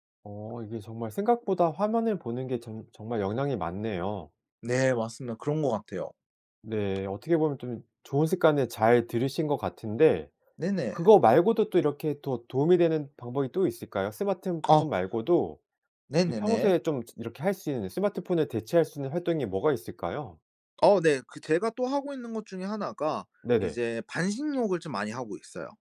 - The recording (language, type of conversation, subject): Korean, podcast, 잠을 잘 자려면 어떤 습관을 지키면 좋을까요?
- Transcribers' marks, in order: other background noise